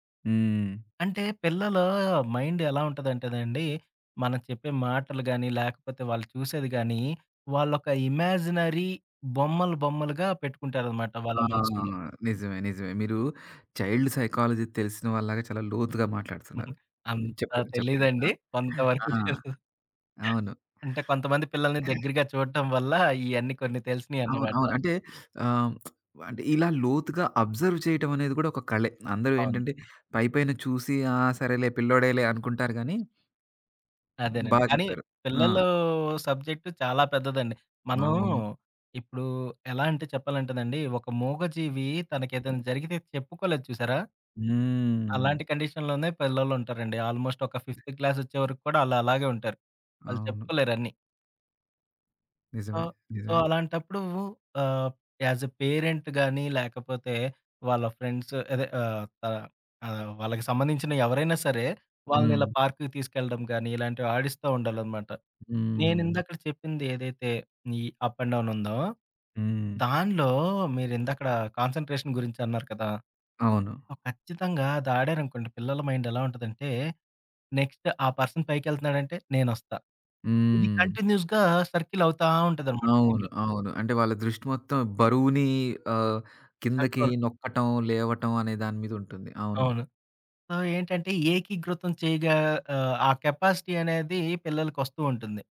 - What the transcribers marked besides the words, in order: in English: "మైండ్"; in English: "ఇమాజినరీ"; in English: "చైల్డ్ సైకాలజీ"; chuckle; laughing while speaking: "తెలుసు"; cough; lip smack; in English: "అబ్జర్వ్"; other background noise; in English: "సబ్జెక్ట్"; in English: "కండిషన్‌లోనే"; in English: "ఆల్మోస్ట్"; in English: "సో"; tapping; in English: "యాస్ ఏ పేరెంట్"; in English: "అప్ అండ్"; in English: "కాన్సంట్రేషన్"; in English: "నెక్స్ట్"; in English: "పర్సన్"; in English: "కంటిన్యూస్‌గా"; in English: "మైండ్‌లో"; in English: "కంట్రోల్"; in English: "సో"; in English: "కెపాసిటీ"
- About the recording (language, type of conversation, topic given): Telugu, podcast, పార్కులో పిల్లలతో ఆడేందుకు సరిపోయే మైండ్‌ఫుల్ ఆటలు ఏవి?